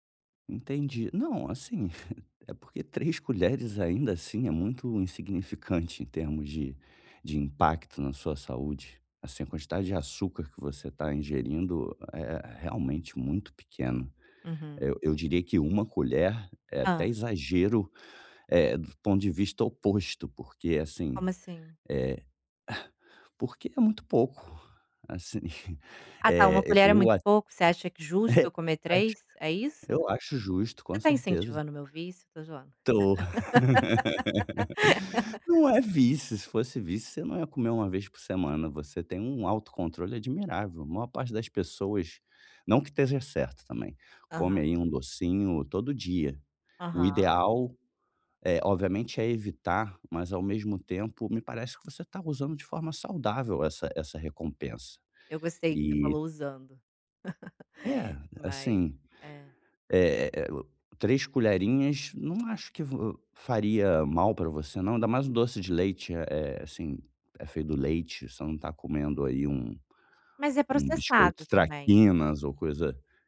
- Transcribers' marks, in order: chuckle; chuckle; chuckle; tapping; laugh; laugh; laugh
- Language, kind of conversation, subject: Portuguese, advice, Como conciliar o prazer de comer alimentos processados com uma alimentação saudável?